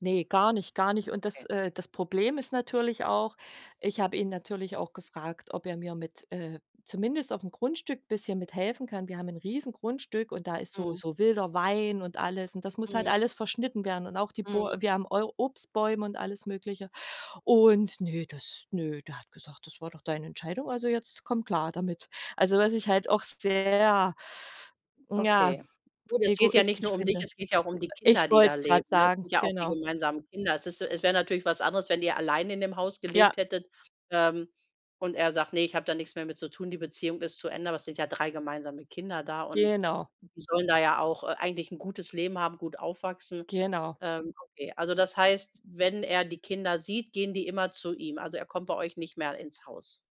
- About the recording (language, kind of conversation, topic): German, advice, Wie können wir nach der Trennung die gemeinsame Wohnung und unseren Besitz fair aufteilen?
- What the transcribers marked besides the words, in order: other noise